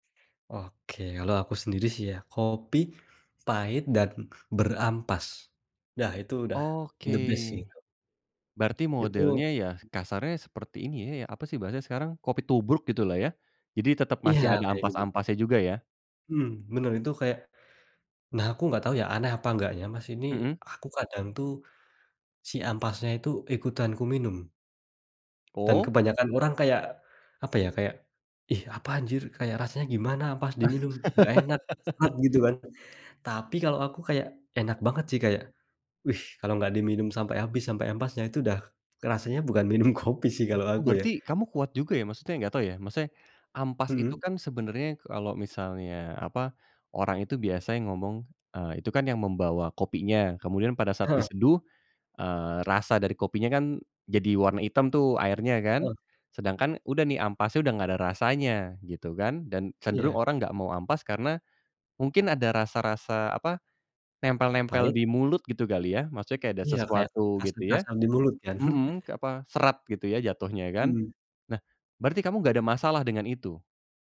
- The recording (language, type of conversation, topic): Indonesian, podcast, Makanan atau minuman apa yang memengaruhi suasana hati harianmu?
- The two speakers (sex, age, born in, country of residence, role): male, 25-29, Indonesia, Indonesia, guest; male, 30-34, Indonesia, Indonesia, host
- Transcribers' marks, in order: in English: "the best"; other background noise; tapping; laugh; unintelligible speech; laughing while speaking: "minum"; chuckle